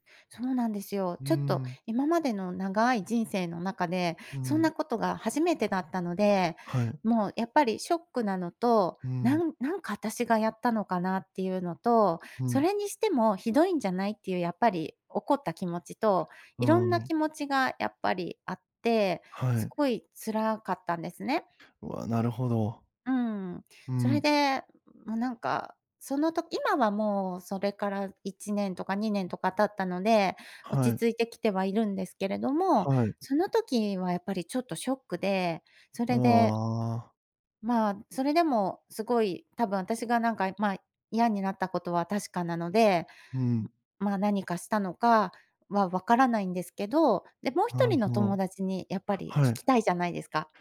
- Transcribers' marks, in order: other background noise
- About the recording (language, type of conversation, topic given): Japanese, advice, 共通の友達との関係をどう保てばよいのでしょうか？